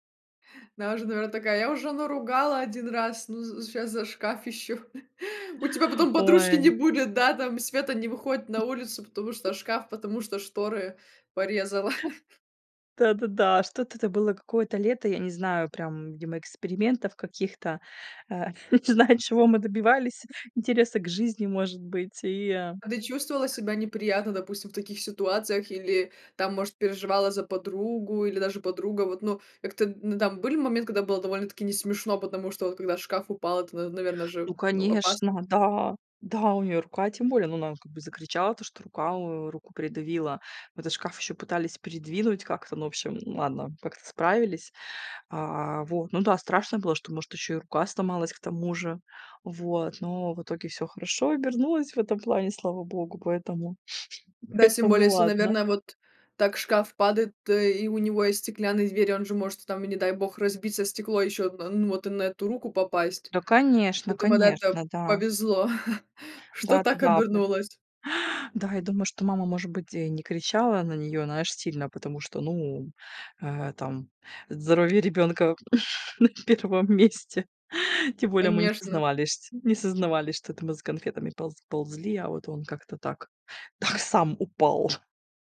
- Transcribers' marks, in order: chuckle; tapping; chuckle; laughing while speaking: "Не знаю"; chuckle; laughing while speaking: "на первом месте"; laughing while speaking: "так сам упал"
- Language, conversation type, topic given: Russian, podcast, Какие приключения из детства вам запомнились больше всего?